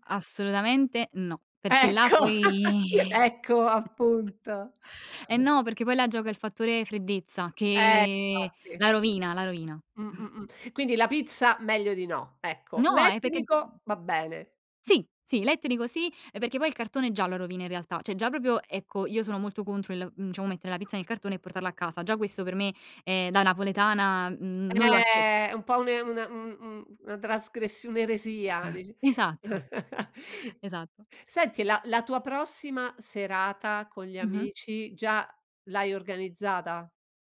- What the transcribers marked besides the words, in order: laughing while speaking: "Ecco"; chuckle; drawn out: "poi"; chuckle; drawn out: "che"; chuckle; "perché" said as "pecchè"; drawn out: "Eh"; other background noise; chuckle; laughing while speaking: "Esatto"; chuckle
- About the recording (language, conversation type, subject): Italian, podcast, Qual è la tua esperienza con le consegne a domicilio e le app per ordinare cibo?